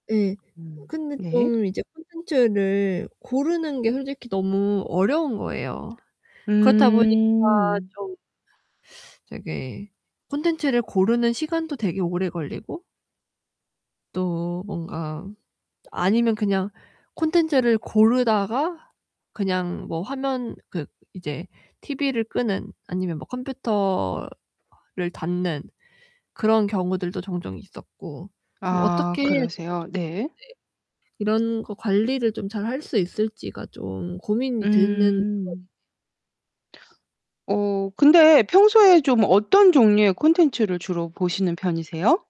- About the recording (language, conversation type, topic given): Korean, advice, 콘텐츠를 고르고 시청 시간을 더 잘 관리하려면 어떻게 해야 하나요?
- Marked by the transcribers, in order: other background noise; distorted speech; tapping; unintelligible speech